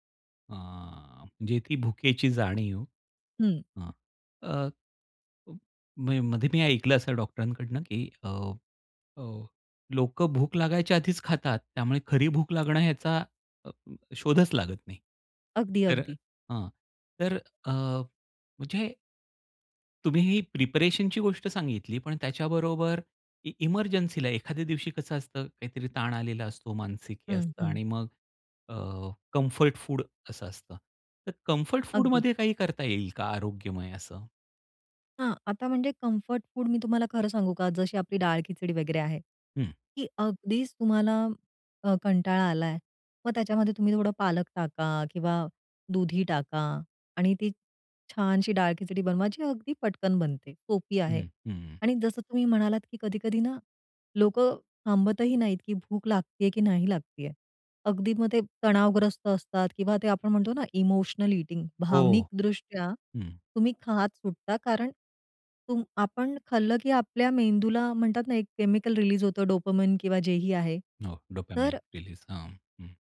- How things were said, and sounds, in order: drawn out: "हां"; unintelligible speech; in English: "कम्फर्ट फूड"; in English: "कम्फर्ट फूडमध्ये"; in English: "कम्फर्ट फूड"; in English: "इमोशनल ईटिंग"; in English: "केमिकल रिलीज"; in English: "डोपामाइन"; in English: "डोपामाइन रिलीज"
- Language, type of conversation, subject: Marathi, podcast, चव आणि आरोग्यात तुम्ही कसा समतोल साधता?